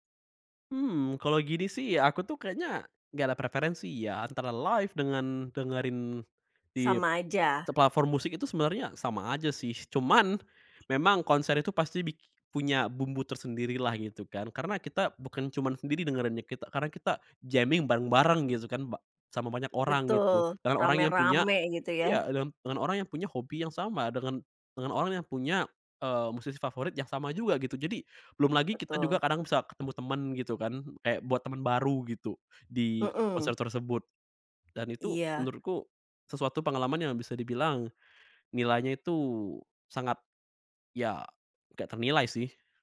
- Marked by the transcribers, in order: in English: "live"; other background noise; in English: "jamming"
- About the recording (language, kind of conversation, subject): Indonesian, podcast, Pengalaman konser apa yang pernah mengubah cara pandangmu tentang musik?
- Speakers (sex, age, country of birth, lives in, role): female, 45-49, Indonesia, Indonesia, host; male, 20-24, Indonesia, Hungary, guest